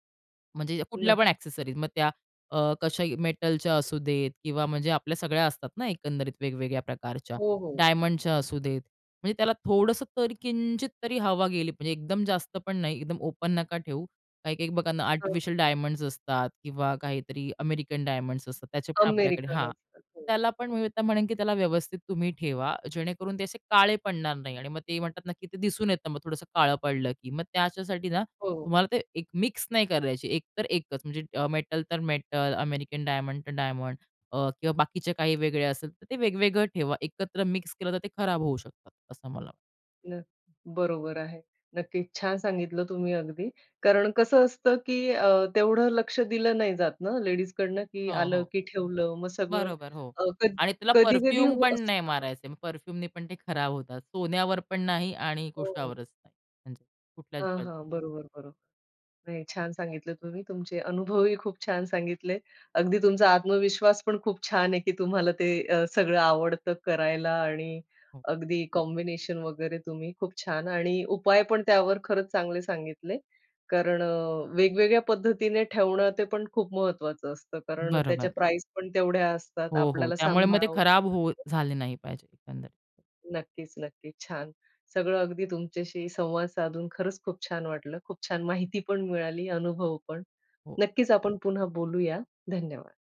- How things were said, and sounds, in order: in English: "एक्सेसरीज"; in English: "मेटलच्या"; in English: "ओपन"; in English: "आर्टिफिशियल डायमंड्स"; in English: "मेटल"; tapping; unintelligible speech; in English: "कॉम्बिनेशन"; unintelligible speech; other background noise
- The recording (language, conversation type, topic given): Marathi, podcast, जास्त दागिने घालावेत की एकच खास दागिना निवडून साधेपणा ठेवावा?